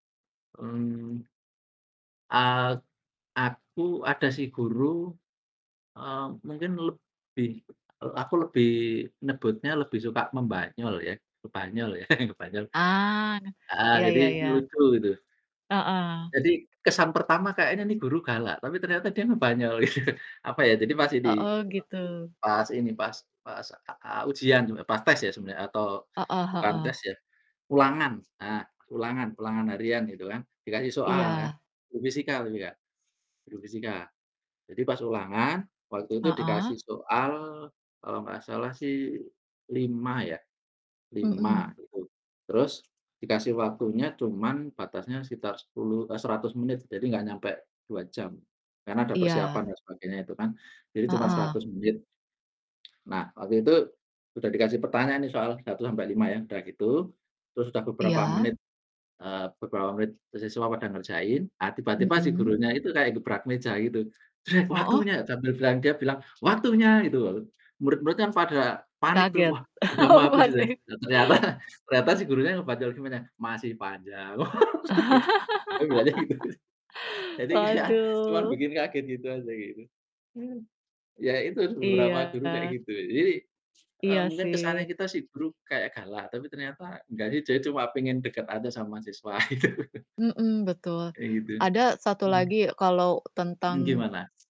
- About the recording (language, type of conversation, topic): Indonesian, unstructured, Apa yang membuat seorang guru menjadi inspirasi bagi Anda?
- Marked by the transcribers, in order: chuckle; distorted speech; laughing while speaking: "gitu"; static; other background noise; other noise; laughing while speaking: "Oh panik"; laughing while speaking: "ternyata"; laughing while speaking: "Oh wes ketipu"; in Javanese: "wes"; laugh; laughing while speaking: "gitu"; laughing while speaking: "kayak"; laughing while speaking: "gitu"